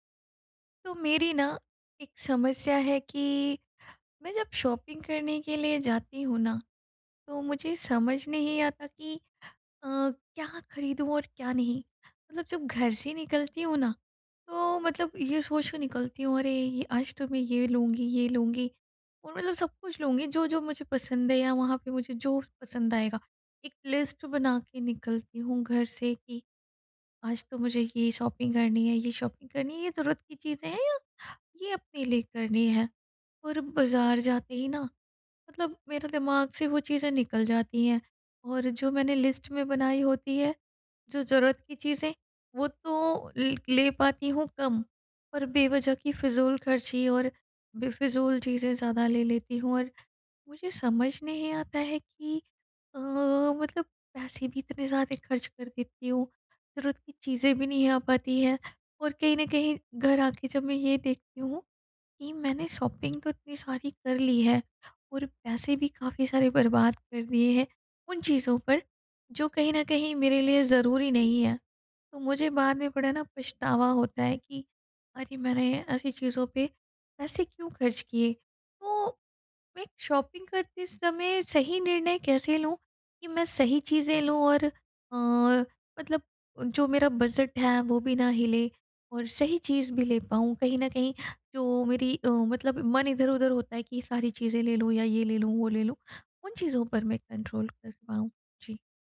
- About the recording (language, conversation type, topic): Hindi, advice, शॉपिंग करते समय सही निर्णय कैसे लूँ?
- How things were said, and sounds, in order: in English: "शॉपिंग"; in English: "लिस्ट"; in English: "शॉपिंग"; in English: "शॉपिंग"; in English: "लिस्ट"; in English: "शॉपिंग"; in English: "शॉपिंग"; in English: "कंट्रोल"